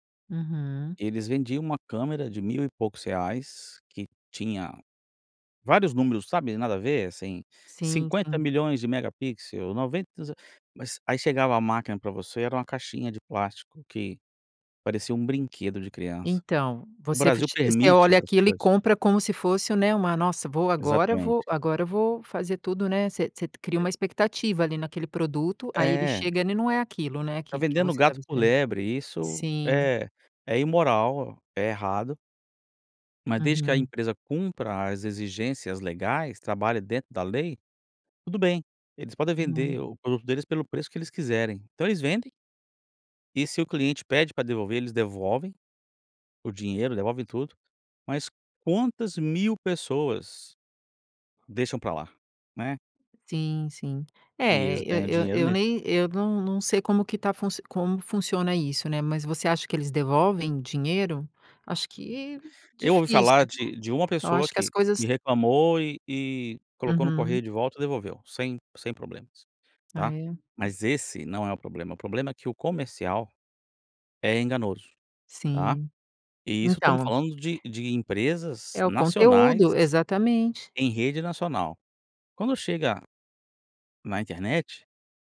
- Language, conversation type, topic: Portuguese, podcast, O que faz um conteúdo ser confiável hoje?
- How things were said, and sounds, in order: none